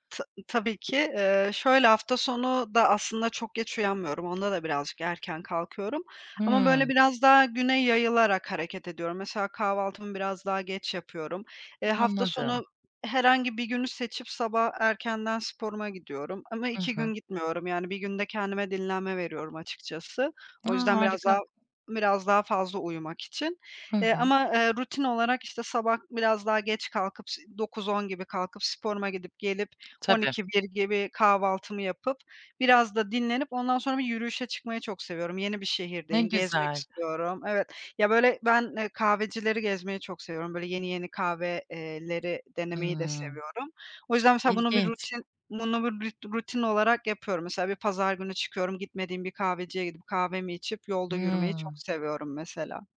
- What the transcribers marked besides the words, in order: other background noise
- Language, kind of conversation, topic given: Turkish, podcast, Hafta içi ve hafta sonu rutinlerin nasıl farklılaşıyor?